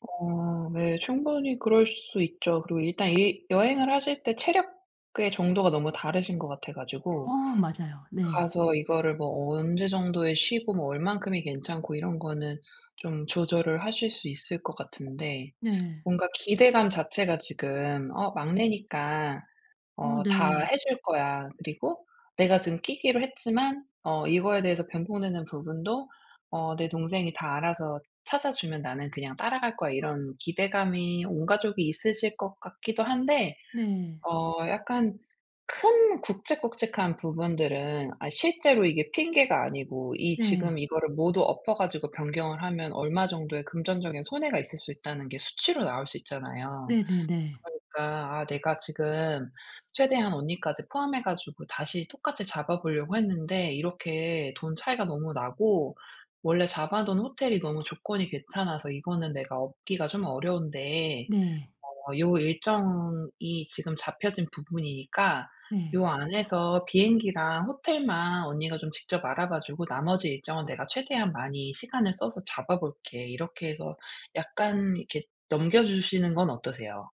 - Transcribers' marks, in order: tapping
- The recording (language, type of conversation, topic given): Korean, advice, 여행 일정이 변경됐을 때 스트레스를 어떻게 줄일 수 있나요?